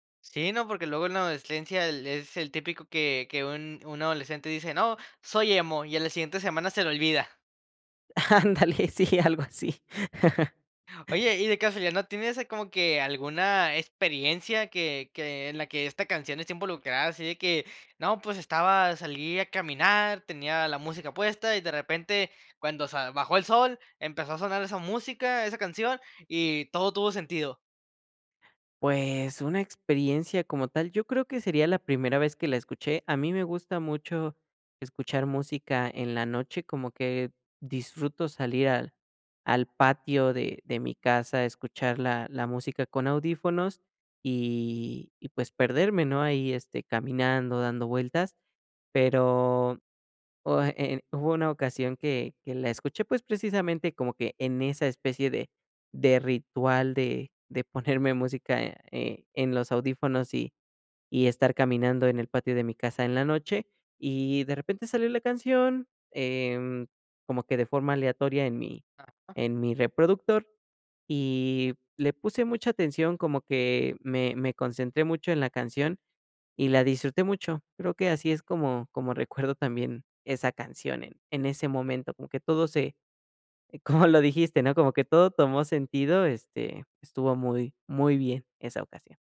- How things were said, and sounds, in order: laughing while speaking: "Ándale, sí, algo así"; chuckle
- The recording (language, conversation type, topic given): Spanish, podcast, ¿Qué canción sientes que te definió durante tu adolescencia?